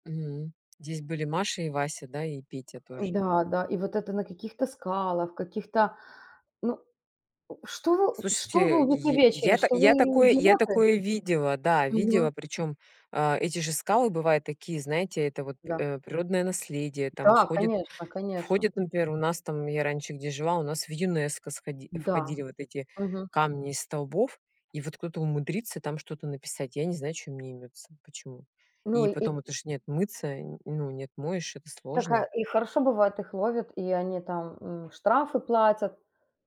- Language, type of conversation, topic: Russian, unstructured, Почему некоторых людей раздражают туристы, которые ведут себя неуважительно по отношению к другим?
- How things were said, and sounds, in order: tapping; other background noise